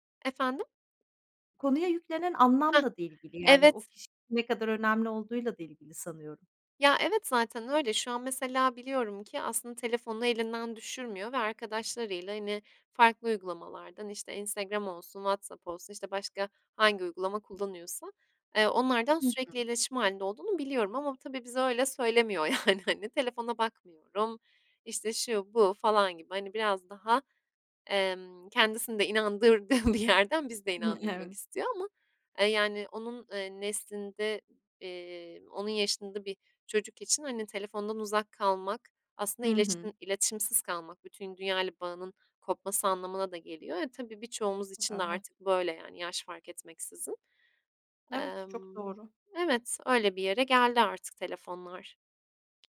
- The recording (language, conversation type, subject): Turkish, podcast, Okundu bildirimi seni rahatsız eder mi?
- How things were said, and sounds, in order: other background noise; tapping; laughing while speaking: "Yani, hani"; laughing while speaking: "bir yerden"